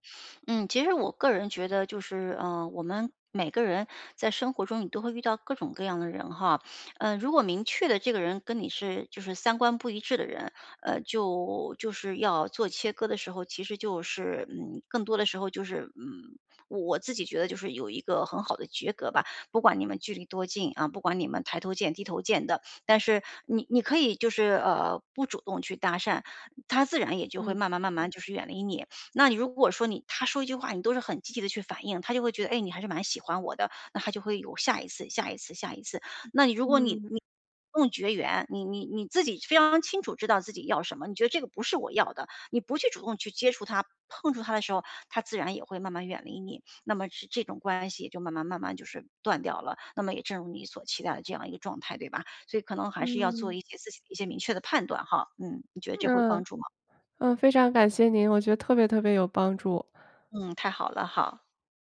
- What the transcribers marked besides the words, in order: none
- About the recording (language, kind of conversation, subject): Chinese, advice, 我如何在一段消耗性的友谊中保持自尊和自我价值感？